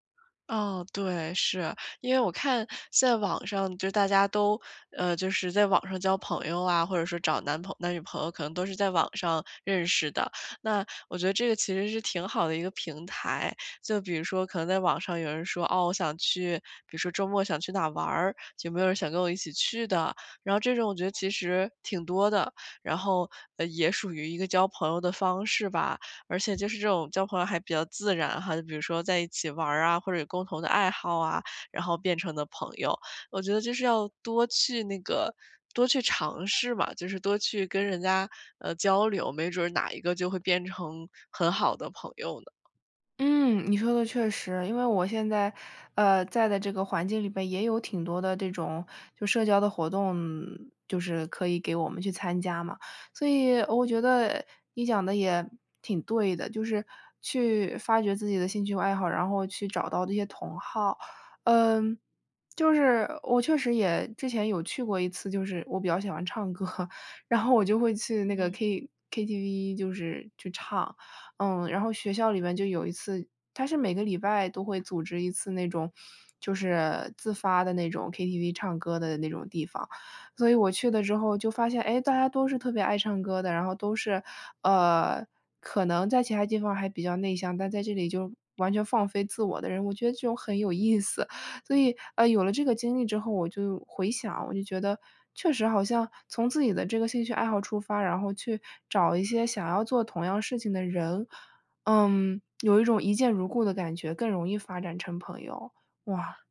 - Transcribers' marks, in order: tapping; laughing while speaking: "唱歌"
- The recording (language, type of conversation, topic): Chinese, advice, 我该如何应对悲伤和内心的空虚感？